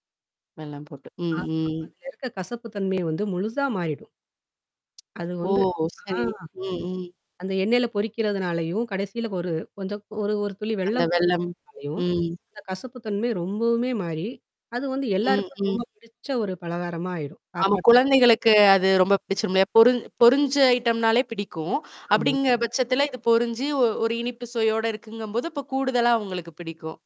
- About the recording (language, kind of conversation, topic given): Tamil, podcast, மரபு உணவுகள் உங்கள் வாழ்க்கையில் எந்த இடத்தைப் பெற்றுள்ளன?
- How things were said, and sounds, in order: distorted speech; other background noise; in English: "ஐட்டம்னாலே"